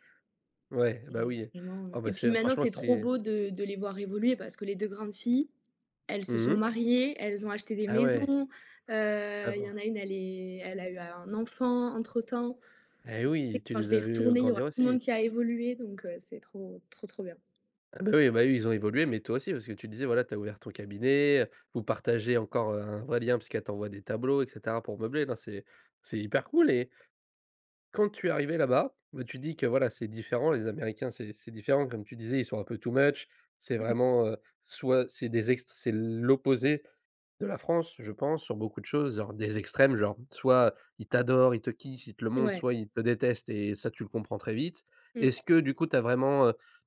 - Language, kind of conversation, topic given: French, podcast, Peux-tu me parler d’une rencontre inoubliable que tu as faite en voyage ?
- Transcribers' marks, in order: other background noise; in English: "too much"